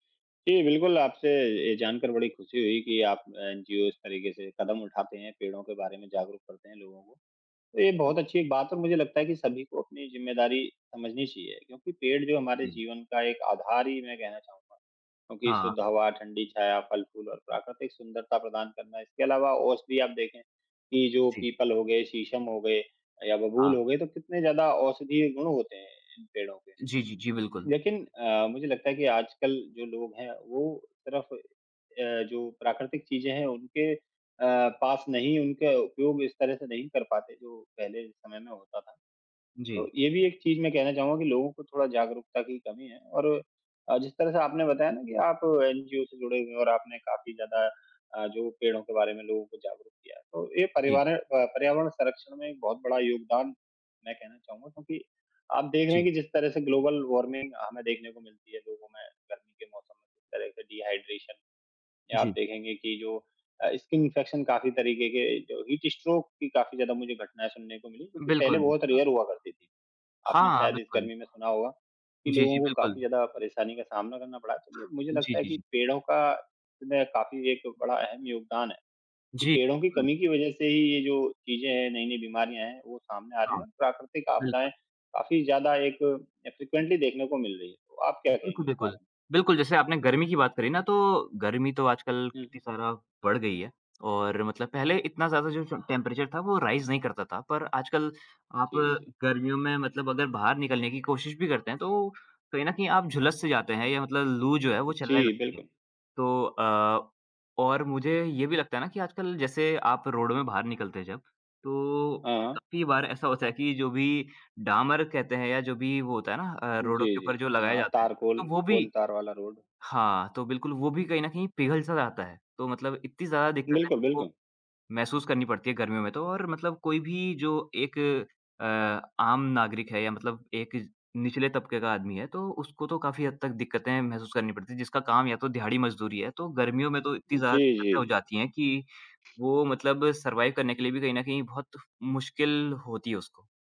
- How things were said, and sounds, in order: other noise; in English: "ग्लोबल वार्मिंग"; in English: "डिहाइड्रेशन"; in English: "स्किन इन्फेक्शन"; in English: "हीट स्ट्रोक"; in English: "रेयर"; tapping; in English: "फ्रीक्वेंटली"; in English: "टेम्प टेम्परेचर"; in English: "राइज़"; in English: "रोड"; in English: "सर्वाइव"
- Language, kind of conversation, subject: Hindi, unstructured, आपके घर के पास कितने पेड़ हैं और आपके लिए उनका क्या महत्व है?
- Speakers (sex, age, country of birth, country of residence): male, 20-24, India, India; male, 35-39, India, India